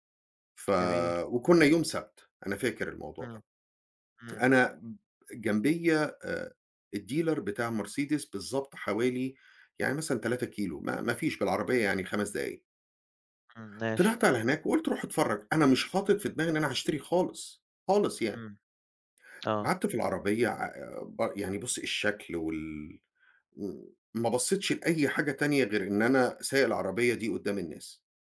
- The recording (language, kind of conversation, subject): Arabic, advice, إزاي أقدر أقاوم الشراء العاطفي لما أكون متوتر أو زهقان؟
- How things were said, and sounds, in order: in English: "الdealer"